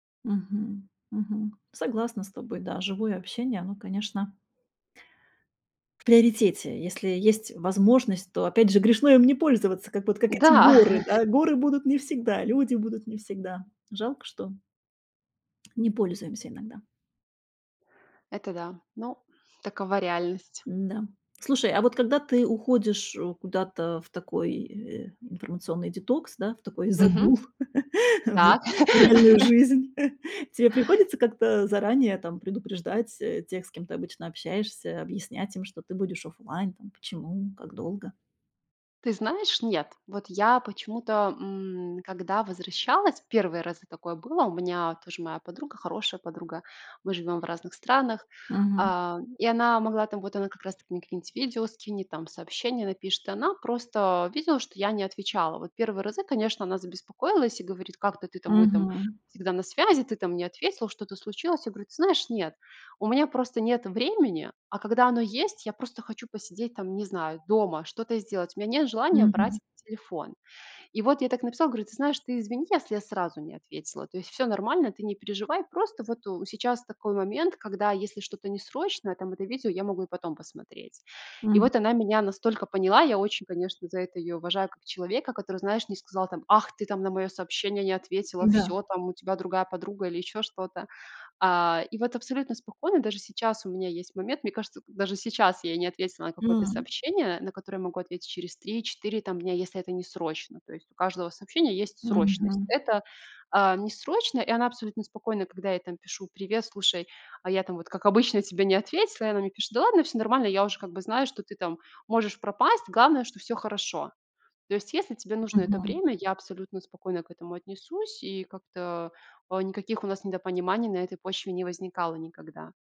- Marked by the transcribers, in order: chuckle; tapping; other background noise; laughing while speaking: "загул"; chuckle; laugh
- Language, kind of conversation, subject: Russian, podcast, Как ты обычно берёшь паузу от социальных сетей?